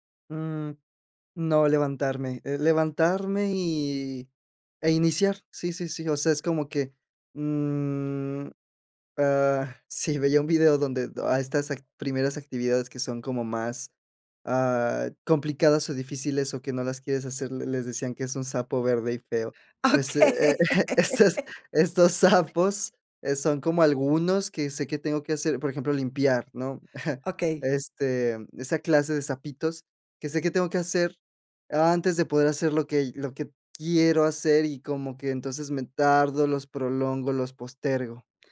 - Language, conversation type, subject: Spanish, advice, ¿Qué te está costando más para empezar y mantener una rutina matutina constante?
- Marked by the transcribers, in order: drawn out: "mm"; laughing while speaking: "sí"; laughing while speaking: "e estos estos sapos"; laughing while speaking: "Okey"; chuckle